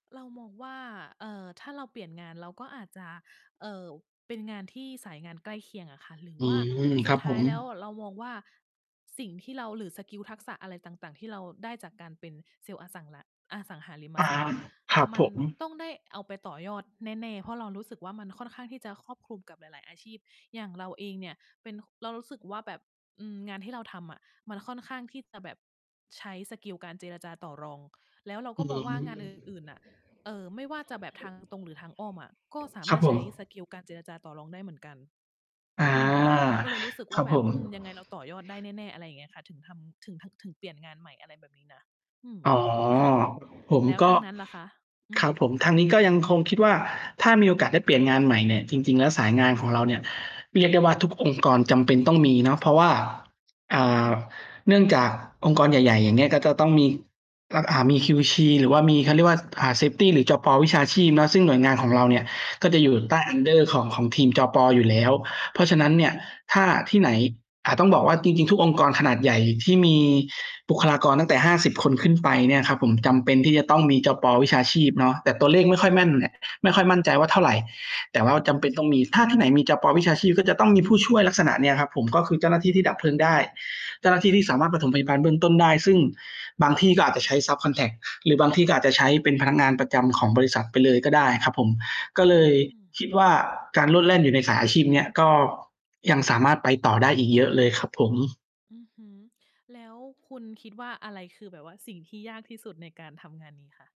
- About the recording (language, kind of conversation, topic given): Thai, unstructured, อะไรคือสิ่งที่คุณชอบที่สุดเกี่ยวกับงานของคุณ?
- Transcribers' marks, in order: other background noise; distorted speech; mechanical hum; in English: "เซฟตี"; in English: "under"; in English: "ซับคอนแทรก"